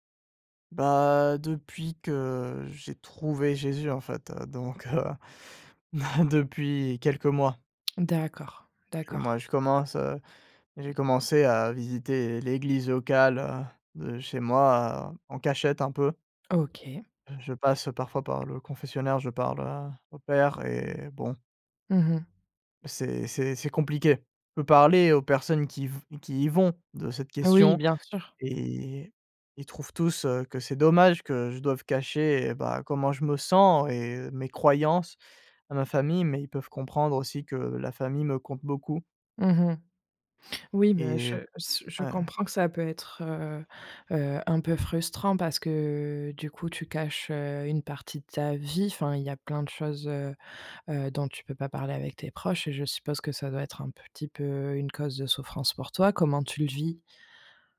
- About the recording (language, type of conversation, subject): French, advice, Pourquoi caches-tu ton identité pour plaire à ta famille ?
- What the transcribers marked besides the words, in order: chuckle; tapping; stressed: "sens"